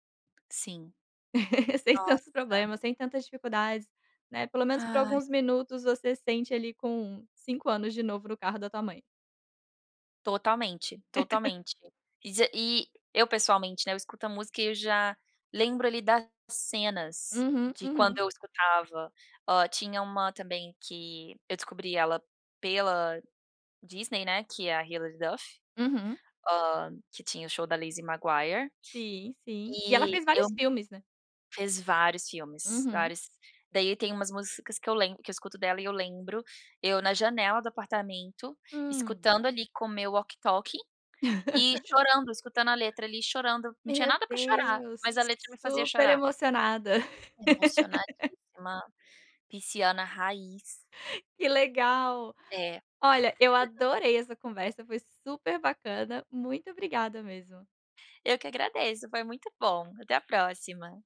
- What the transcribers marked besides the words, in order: tapping; chuckle; chuckle; chuckle; laugh; chuckle
- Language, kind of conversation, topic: Portuguese, podcast, Qual canção te transporta imediatamente para outra época da vida?